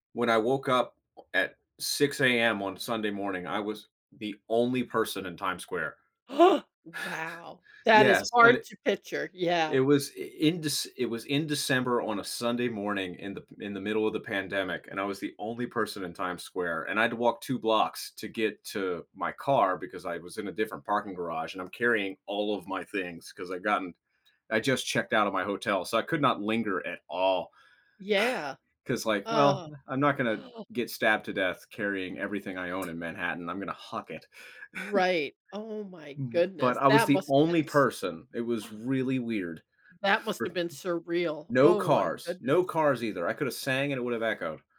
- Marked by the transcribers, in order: laugh; gasp; sigh; gasp; other background noise; chuckle; gasp
- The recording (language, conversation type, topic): English, unstructured, What factors influence your choice of vacation destination?